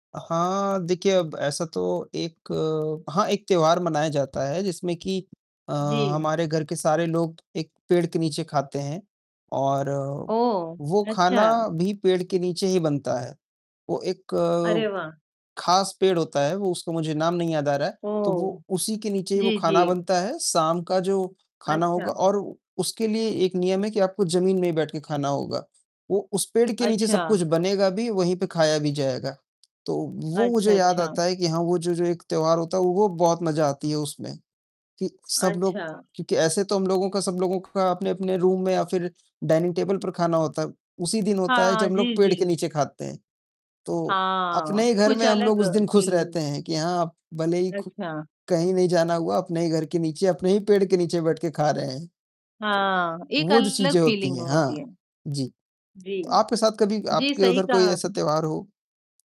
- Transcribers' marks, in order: distorted speech; other background noise; tapping; in English: "रूम"; in English: "डाइनिंग टेबल"; in English: "फीलिंग"; in English: "फीलिंग"
- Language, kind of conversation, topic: Hindi, unstructured, क्या आपको लगता है कि साथ में खाना बनाना परिवार को जोड़ता है?
- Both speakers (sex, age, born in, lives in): male, 18-19, India, India; male, 20-24, India, India